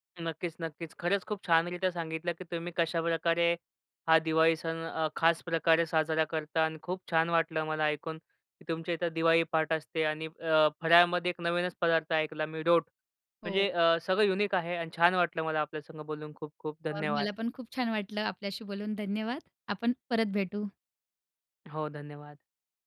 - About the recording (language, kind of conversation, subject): Marathi, podcast, तुमचे सण साजरे करण्याची खास पद्धत काय होती?
- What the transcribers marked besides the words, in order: tapping; in English: "युनिक"